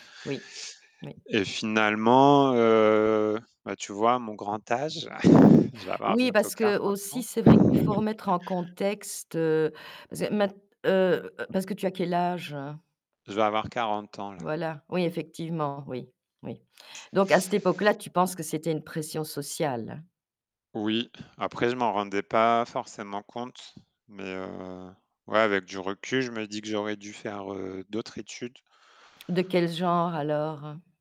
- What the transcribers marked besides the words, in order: static; drawn out: "heu"; chuckle; chuckle; distorted speech; other background noise
- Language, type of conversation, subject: French, podcast, Quel conseil donnerais-tu à ton moi de 16 ans ?
- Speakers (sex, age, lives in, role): female, 60-64, France, host; male, 35-39, France, guest